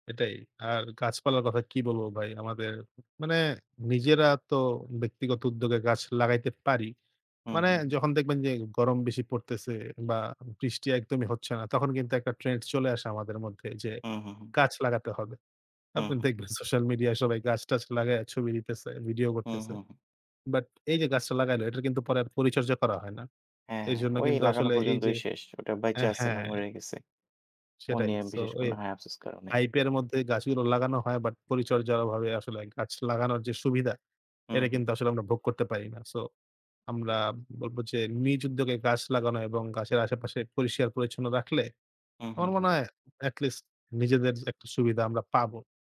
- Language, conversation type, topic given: Bengali, unstructured, জলবায়ু পরিবর্তন আমাদের দৈনন্দিন জীবনে কীভাবে প্রভাব ফেলে?
- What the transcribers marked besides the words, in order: none